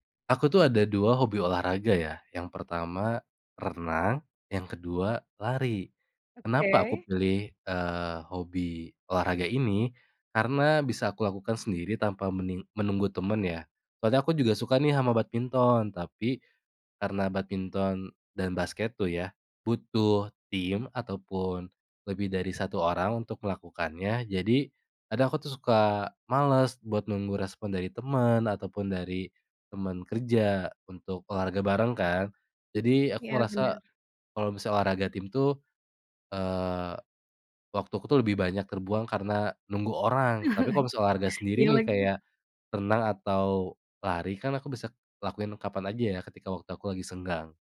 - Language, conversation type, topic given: Indonesian, podcast, Bagaimana kamu mengatur waktu antara pekerjaan dan hobi?
- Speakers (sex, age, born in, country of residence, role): female, 25-29, Indonesia, Indonesia, host; male, 25-29, Indonesia, Indonesia, guest
- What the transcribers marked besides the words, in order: other background noise; chuckle